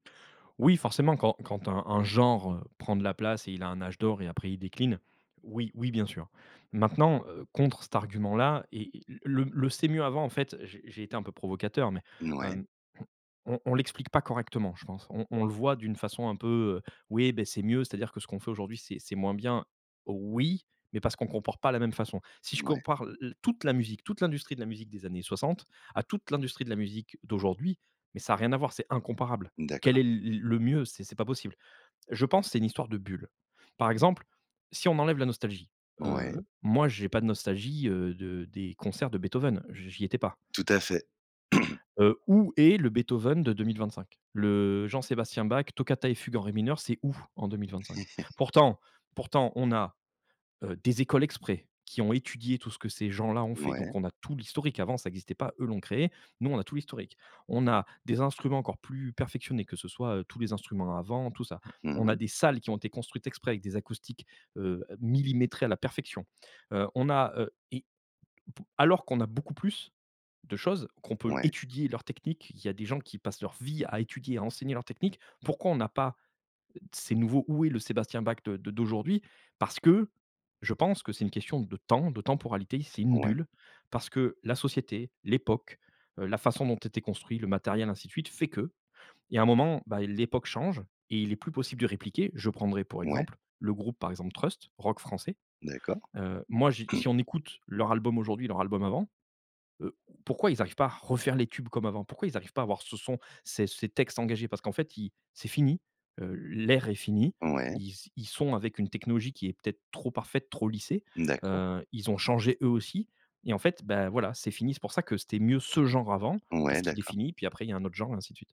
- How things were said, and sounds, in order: other background noise; stressed: "oui"; throat clearing; drawn out: "Le"; laugh; stressed: "bulle"; throat clearing
- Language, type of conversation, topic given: French, podcast, Quel album emmènerais-tu sur une île déserte ?